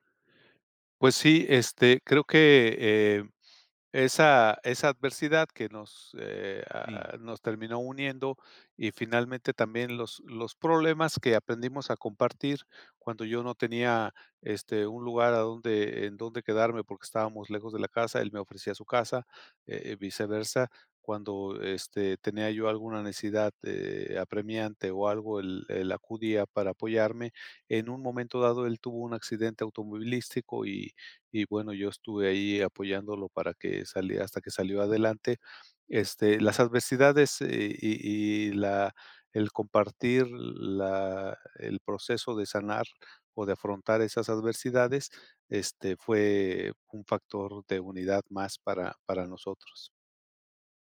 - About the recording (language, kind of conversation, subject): Spanish, podcast, ¿Alguna vez un error te llevó a algo mejor?
- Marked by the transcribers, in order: none